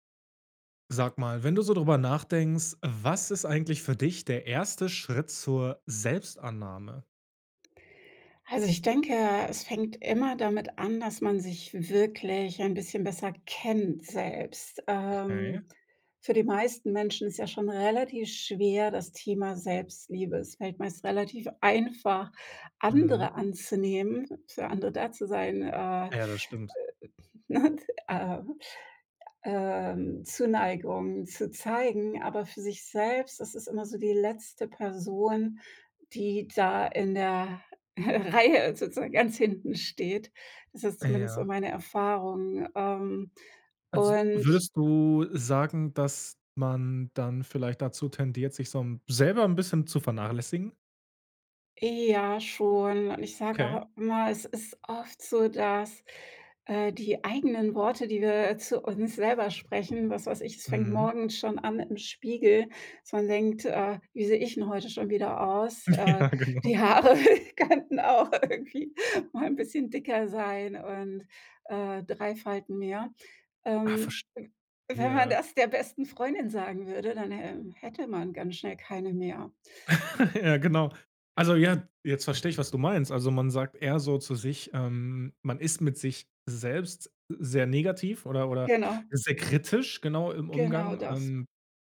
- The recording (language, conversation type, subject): German, podcast, Was ist für dich der erste Schritt zur Selbstannahme?
- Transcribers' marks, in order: other background noise; other noise; chuckle; laughing while speaking: "Reihe"; laugh; laughing while speaking: "Ja, genau"; laughing while speaking: "die Haare könnten auch irgendwie"; laugh